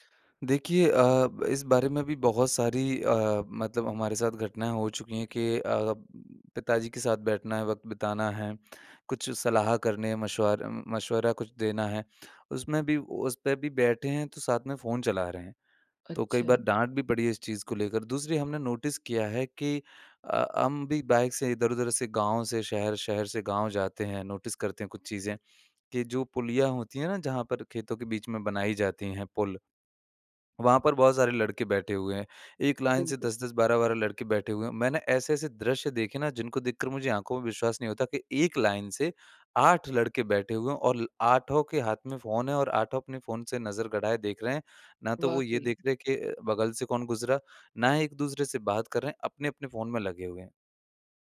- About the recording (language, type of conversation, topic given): Hindi, podcast, रात में फोन इस्तेमाल करने से आपकी नींद और मूड पर क्या असर पड़ता है?
- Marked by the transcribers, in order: in English: "नोटिस"; in English: "नोटिस"